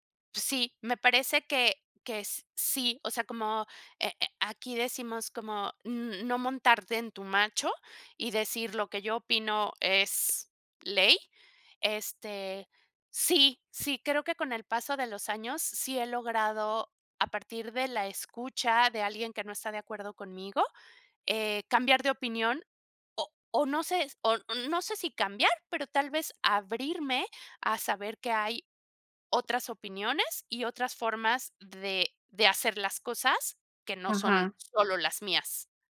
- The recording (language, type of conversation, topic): Spanish, podcast, ¿Cómo sueles escuchar a alguien que no está de acuerdo contigo?
- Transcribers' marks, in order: other background noise